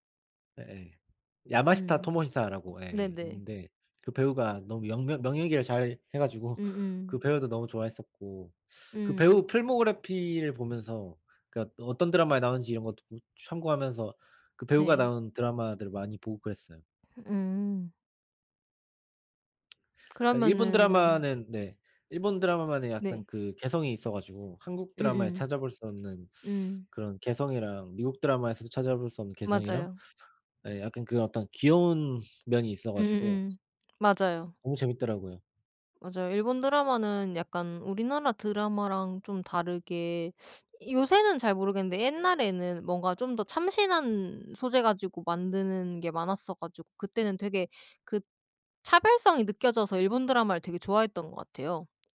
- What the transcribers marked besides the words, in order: tapping; other background noise
- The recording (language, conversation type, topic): Korean, unstructured, 최근에 본 드라마 중에서 추천할 만한 작품이 있나요?